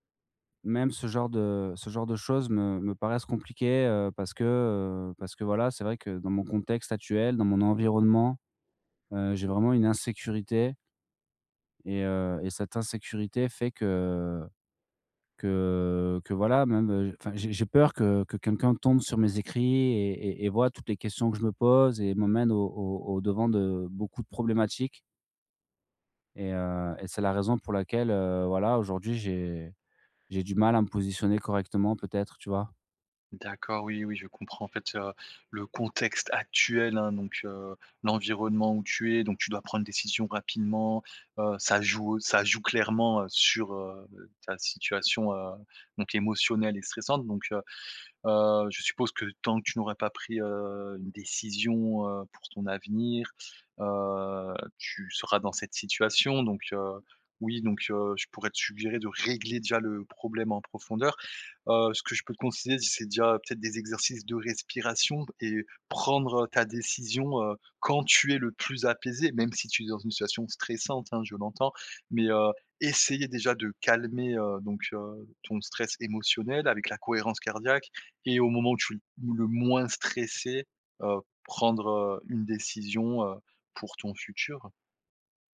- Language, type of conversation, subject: French, advice, Comment puis-je mieux reconnaître et nommer mes émotions au quotidien ?
- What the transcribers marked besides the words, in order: other background noise; stressed: "actuel"; stressed: "régler"; stressed: "prendre"; stressed: "quand"; stressed: "essayer"; stressed: "moins"